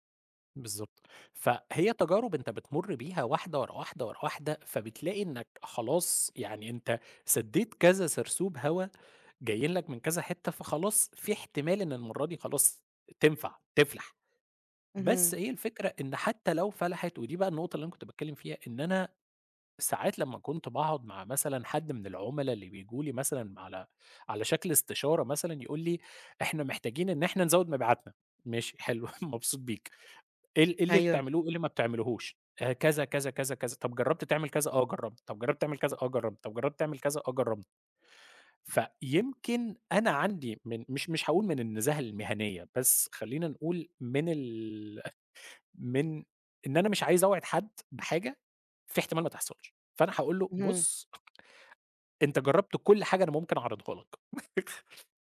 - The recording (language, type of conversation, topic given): Arabic, podcast, بتشارك فشلك مع الناس؟ ليه أو ليه لأ؟
- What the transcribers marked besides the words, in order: chuckle; chuckle; tapping; chuckle